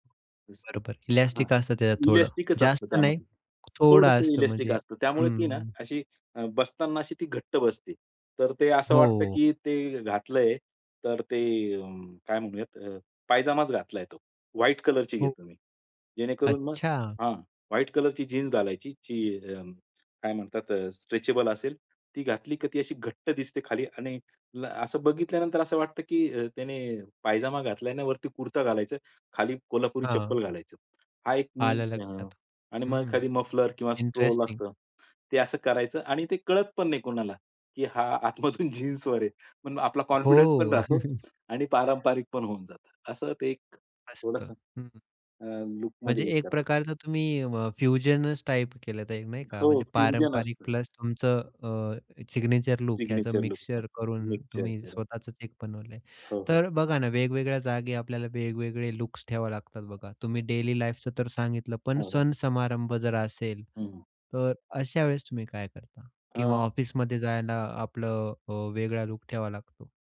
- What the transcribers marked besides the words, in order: other noise; tapping; other background noise; laughing while speaking: "आतमधून"; in English: "कॉन्फिडन्स"; chuckle; in English: "फ्युजनच टाइप"; in English: "फ्युजन"; in English: "सिग्नेचर लूक"; in English: "सिग्नेचर लूक"; in English: "डेली लाईफच"
- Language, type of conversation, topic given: Marathi, podcast, तुमची स्वतःची ठरलेली वेषभूषा कोणती आहे आणि ती तुम्ही का स्वीकारली आहे?